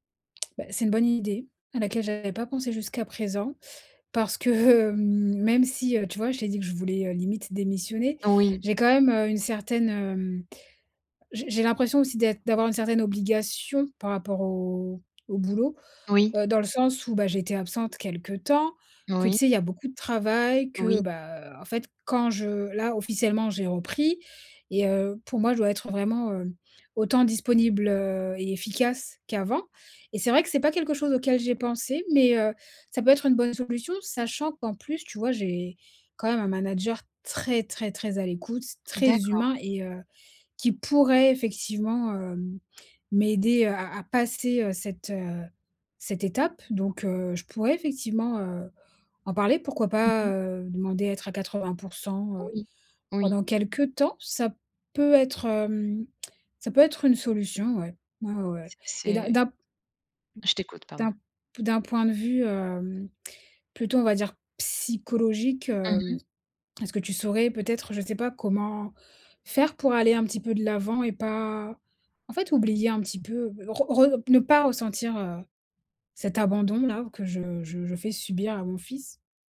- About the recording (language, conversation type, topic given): French, advice, Comment s’est passé votre retour au travail après un congé maladie ou parental, et ressentez-vous un sentiment d’inadéquation ?
- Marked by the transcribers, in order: laughing while speaking: "que"; stressed: "très très très"; stressed: "pourrait"